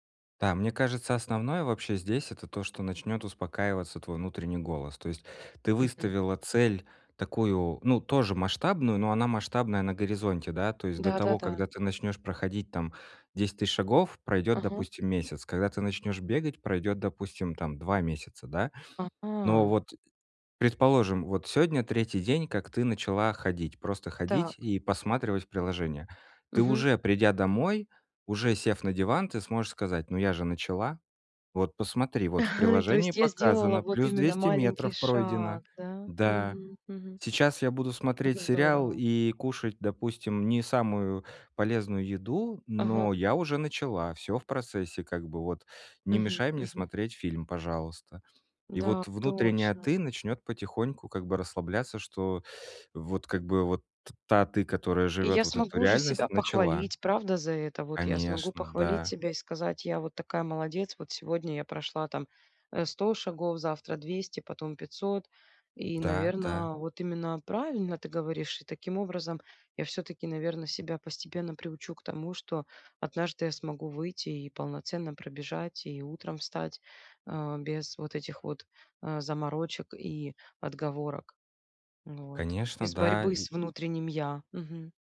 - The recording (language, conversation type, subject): Russian, advice, Как начать формировать полезные привычки маленькими шагами каждый день?
- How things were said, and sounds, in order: tapping; "сегодня" said as "сёдня"; chuckle; drawn out: "шаг"